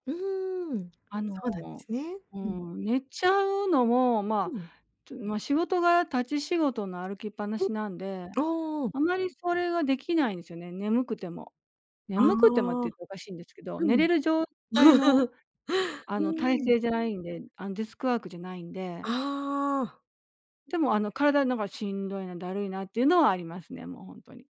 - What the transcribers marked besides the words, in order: laugh
- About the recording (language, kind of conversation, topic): Japanese, advice, スマホで夜更かしして翌日だるさが取れない